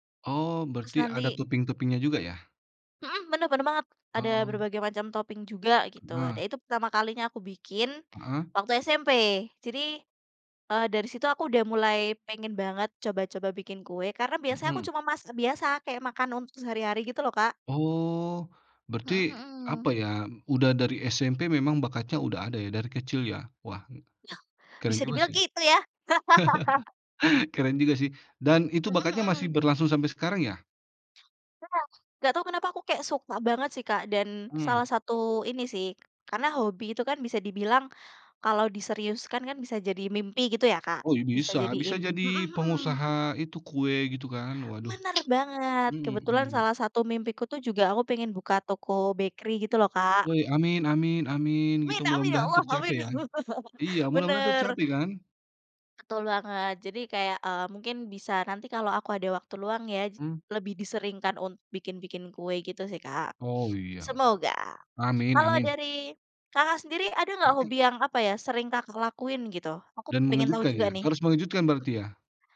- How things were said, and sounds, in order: in English: "topping-topping-nya"; in English: "topping"; other background noise; chuckle; laugh; tsk; in English: "bakery"; joyful: "Amin amin, ya Allah, amin"; chuckle
- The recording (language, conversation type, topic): Indonesian, unstructured, Pernahkah kamu menemukan hobi yang benar-benar mengejutkan?